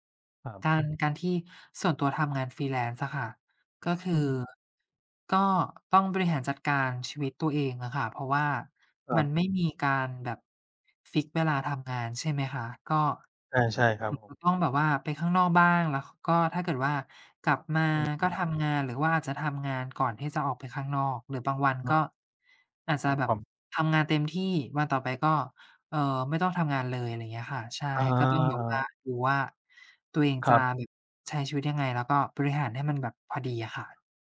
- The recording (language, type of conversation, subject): Thai, unstructured, คุณคิดว่าสมดุลระหว่างงานกับชีวิตส่วนตัวสำคัญแค่ไหน?
- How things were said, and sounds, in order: in English: "Freelance"; tapping